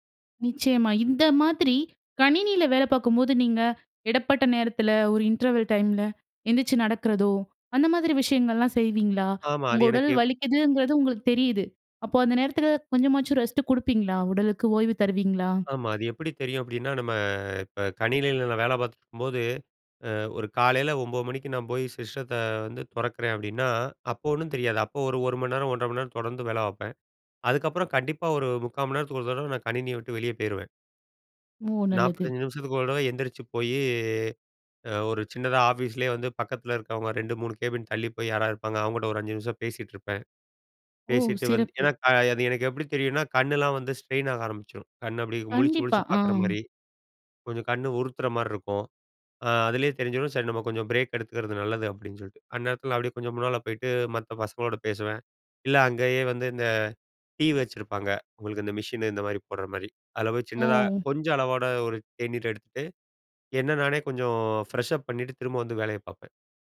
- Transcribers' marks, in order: in English: "சிஸ்டத்தை"; in English: "ஸ்ட்ரெயின்"; in English: "ஃப்ரெஷ்ஷப்"
- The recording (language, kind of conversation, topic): Tamil, podcast, உடல் உங்களுக்கு ஓய்வு சொல்லும்போது நீங்கள் அதை எப்படி கேட்கிறீர்கள்?